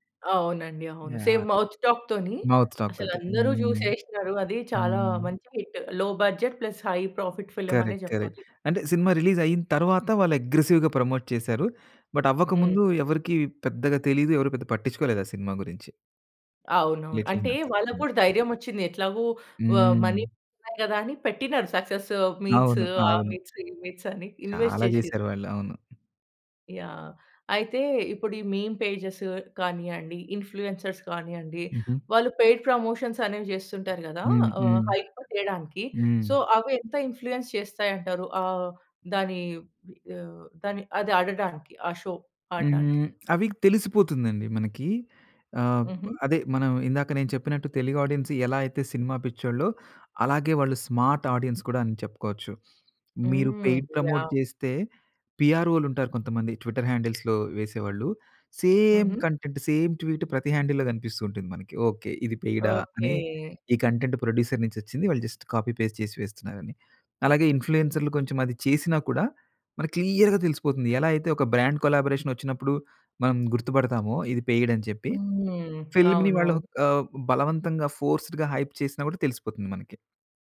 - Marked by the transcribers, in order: in English: "సేమ్ మౌత్ టాక్"; tapping; in English: "మౌత్ టాక్"; in English: "హిట్. లో బడ్జెట్, ప్లస్ హై ప్రాఫిట్ ఫిల్మ్"; in English: "కరెక్ట్, కరెక్ట్"; in English: "రిలీజ్"; in English: "అగ్రెసివ్‌గా ప్రమోట్"; in English: "బట్"; other background noise; in English: "మనీ"; in English: "సక్సెస్ మీట్స్"; in English: "మీట్స్"; in English: "మీట్స్"; in English: "ఇన్వెస్ట్"; in English: "మీమ్ పేజెస్"; in English: "ఇన్‌ఫ్లూయెన్సర్స్"; in English: "పెయిడ్ ప్రమోషన్స్"; in English: "హైప్"; in English: "సో"; in English: "ఇన్‌ఫ్లూయెన్స్"; in English: "షో"; in English: "ఆడియన్స్"; in English: "స్మార్ట్ ఆడియన్స్"; sniff; in English: "పెయిడ్ ప్రమోట్"; in English: "ట్విట్టర్ హ్యాండిల్స్‌లో"; in English: "సేమ్ కంటెంట్, సేమ్ ట్వీట్"; in English: "హ్యాండిల్‌లో"; in English: "కంటెంట్ ప్రొడ్యూసర్"; in English: "జస్ట్ కాపీ"; in English: "క్లియర్‌గా"; stressed: "క్లియర్‌గా"; in English: "బ్రాండ్ కొలాబరేషన్"; in English: "పెయిడ్"; in English: "ఫిల్మ్‌ని"; in English: "ఫోర్స్‌డ్‌గా హైప్"
- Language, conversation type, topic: Telugu, podcast, సోషల్ మీడియాలో వచ్చే హైప్ వల్ల మీరు ఏదైనా కార్యక్రమం చూడాలనే నిర్ణయం మారుతుందా?